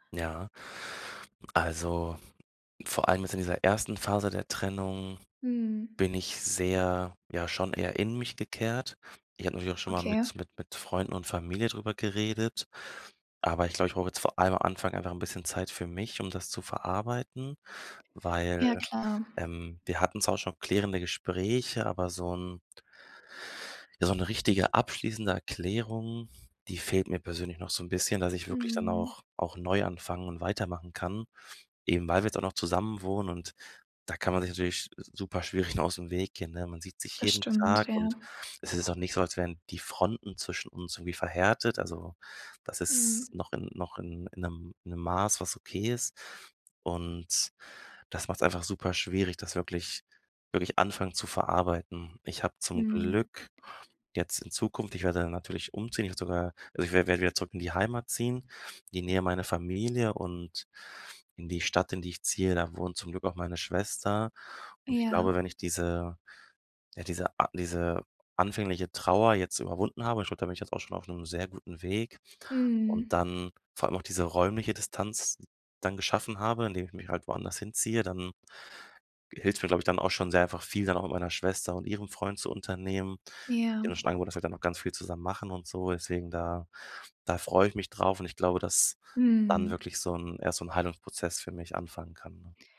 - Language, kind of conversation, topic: German, advice, Wie gehst du mit der Unsicherheit nach einer Trennung um?
- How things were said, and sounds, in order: none